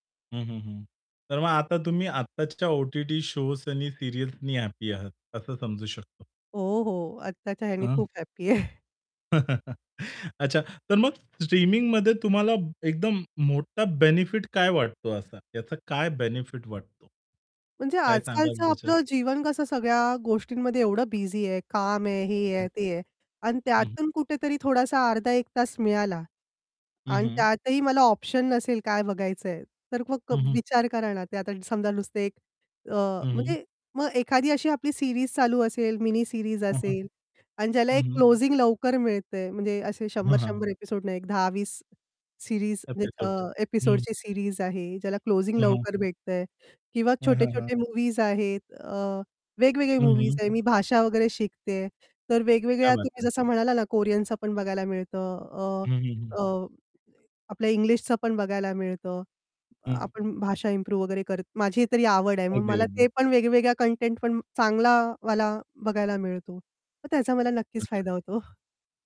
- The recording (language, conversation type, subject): Marathi, podcast, स्ट्रीमिंग सेवांनी मनोरंजनात काय बदल घडवले आहेत, असं तुला काय वाटतं?
- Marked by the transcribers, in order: in English: "शोज"; tapping; laughing while speaking: "आहे"; chuckle; distorted speech; static; in English: "सीरीज"; in English: "सीरीज"; in English: "एपिसोड"; in English: "सीरीज"; in English: "एपिसोड्स"; in English: "एपिसोडची सीरीज"; in Hindi: "क्या बात है"; laughing while speaking: "होतो"